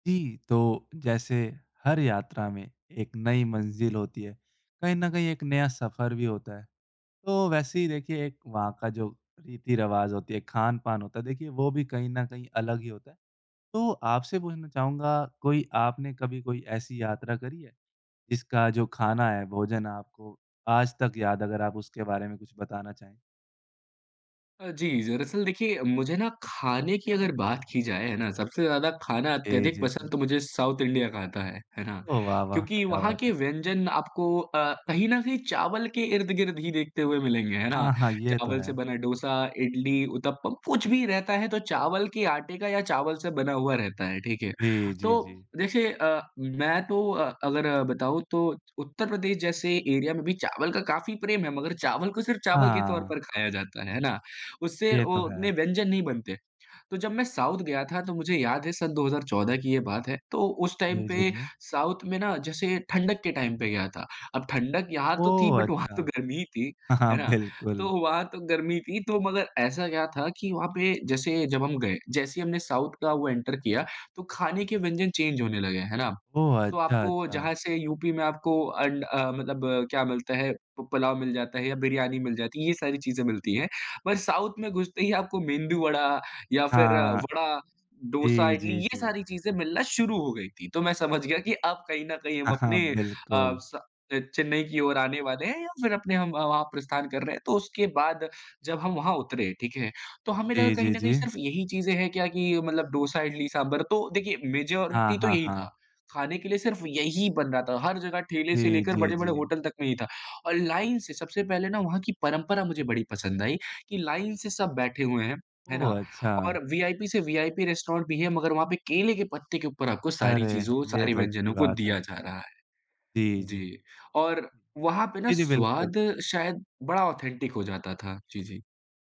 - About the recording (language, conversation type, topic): Hindi, podcast, किस यात्रा का खाना आज तक आपको सबसे ज़्यादा याद है?
- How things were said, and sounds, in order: in English: "साउथ इंडिया"; in English: "एरिया"; in English: "साउथ"; in English: "टाइम"; in English: "साउथ"; in English: "टाइम"; in English: "बट"; laughing while speaking: "हाँ, बिल्कुल"; in English: "साउथ"; in English: "एंटर"; in English: "चेंज"; in English: "साउथ"; laughing while speaking: "हाँ"; in English: "मेजॉरिटी"; in English: "लाइन"; in English: "लाइन"; in English: "रेस्टोरेंट"; in English: "ऑथेंटिक"